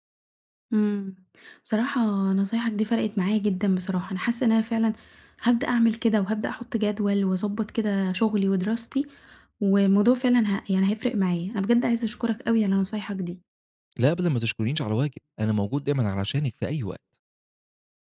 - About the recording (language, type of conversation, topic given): Arabic, advice, إزاي بتتعامل مع التسويف وبتخلص شغلك في آخر لحظة؟
- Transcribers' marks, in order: none